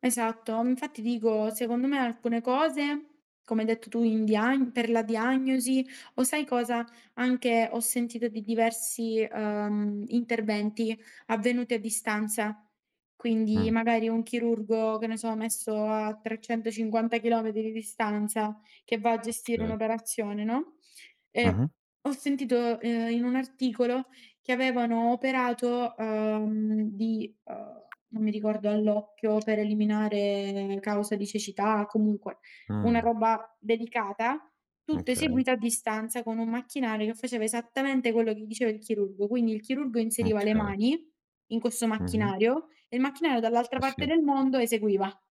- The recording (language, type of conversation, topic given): Italian, unstructured, Come immagini il futuro grazie alla scienza?
- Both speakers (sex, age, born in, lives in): female, 20-24, Italy, Italy; male, 18-19, Italy, Italy
- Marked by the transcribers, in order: tapping; other background noise